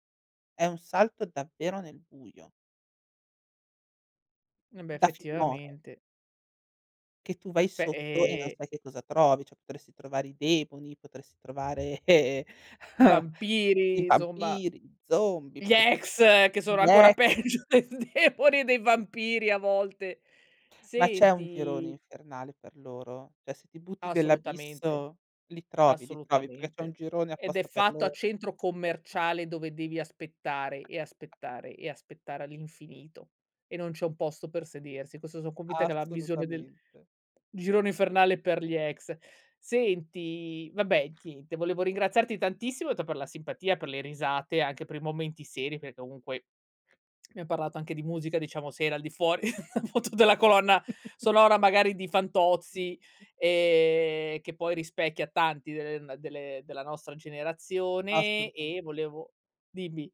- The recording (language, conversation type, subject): Italian, podcast, Che canzone sceglieresti per la scena iniziale di un film sulla tua vita?
- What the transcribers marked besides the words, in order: "demoni" said as "deboni"; "insomma" said as "zomma"; other background noise; chuckle; laughing while speaking: "peggio dei demoni"; "Cioè" said as "ceh"; tapping; chuckle; laughing while speaking: "se era al di fuori appunto"; chuckle